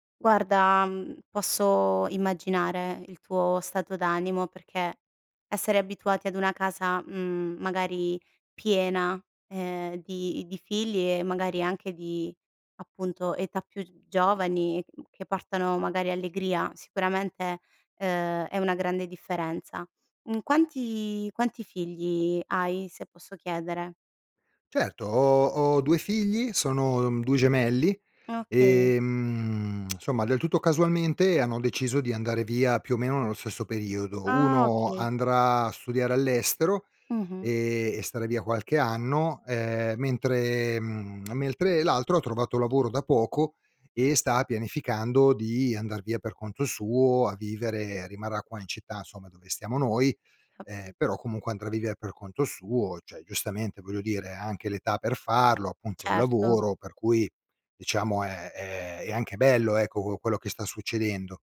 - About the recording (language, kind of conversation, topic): Italian, advice, Come ti senti quando i tuoi figli lasciano casa e ti trovi ad affrontare la sindrome del nido vuoto?
- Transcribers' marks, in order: lip smack; "mentre" said as "meltre"; tapping; "cioè" said as "ceh"